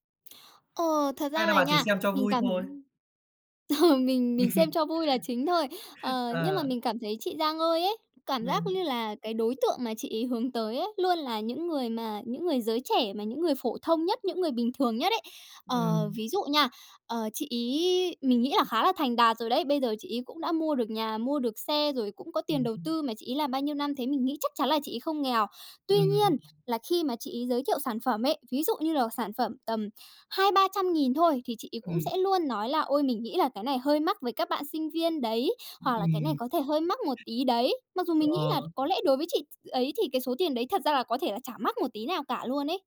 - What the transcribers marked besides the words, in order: laughing while speaking: "ừ"; laugh; tapping; other background noise
- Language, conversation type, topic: Vietnamese, podcast, Ai là biểu tượng phong cách mà bạn ngưỡng mộ nhất?